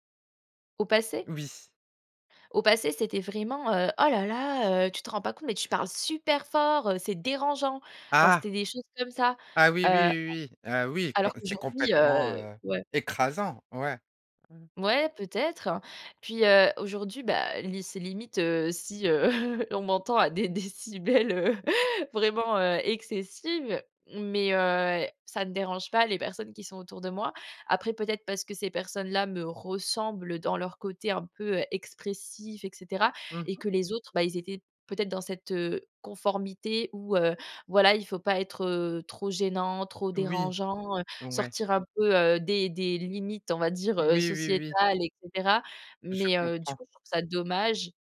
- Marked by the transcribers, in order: put-on voice: "Oh là là, heu, tu … heu, c'est dérangeant !"; other background noise; chuckle; laughing while speaking: "on m'entend à des décibels, heu, vraiment, heu, excessives"
- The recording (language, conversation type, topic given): French, podcast, Quel conseil donnerais-tu à ton moi adolescent ?